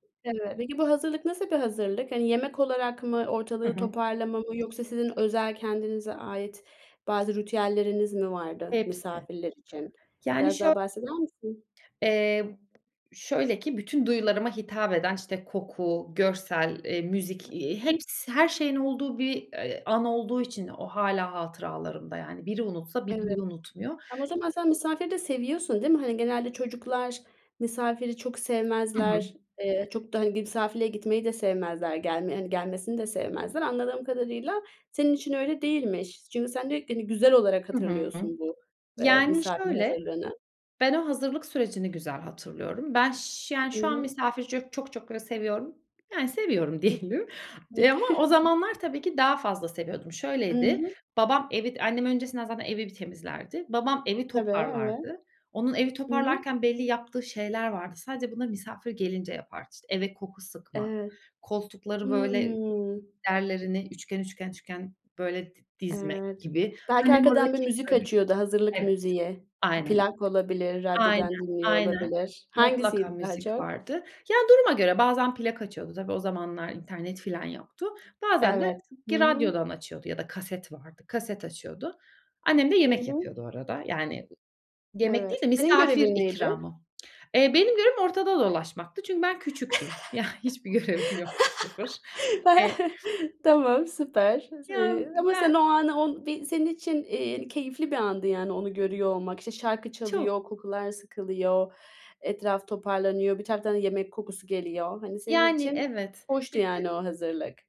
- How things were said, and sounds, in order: other background noise; tapping; "ritüelleriniz" said as "rütielleriniz"; unintelligible speech; laughing while speaking: "diyelim"; chuckle; other noise; laugh; laughing while speaking: "görevim yoktu"
- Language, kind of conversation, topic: Turkish, podcast, En sevdiğin aile anın hangisi?